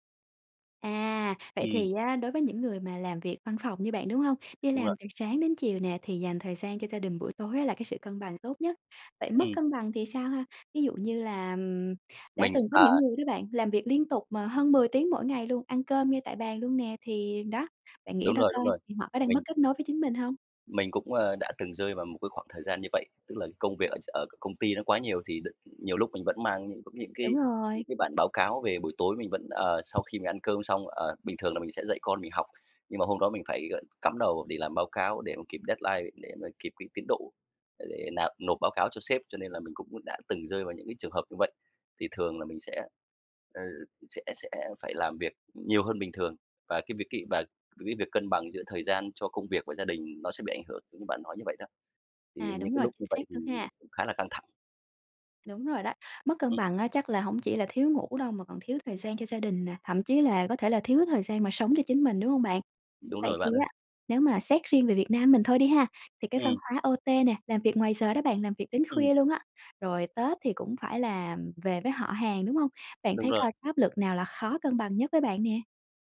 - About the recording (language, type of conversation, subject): Vietnamese, podcast, Bạn đánh giá cân bằng giữa công việc và cuộc sống như thế nào?
- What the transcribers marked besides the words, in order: tapping; in English: "deadline"; in English: "O-T"